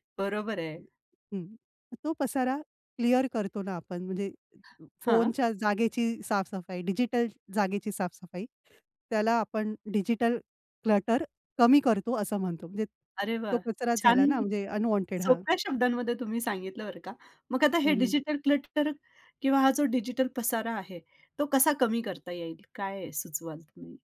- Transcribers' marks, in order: in English: "क्लिअर"; in English: "डिजिटल क्लटर"; in English: "अनवॉन्टेड"; in English: "डिजिटल क्लटर"
- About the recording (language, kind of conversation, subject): Marathi, podcast, डिजिटल गोंधळ कमी करण्यासाठी तुम्ही नेहमी काय करता?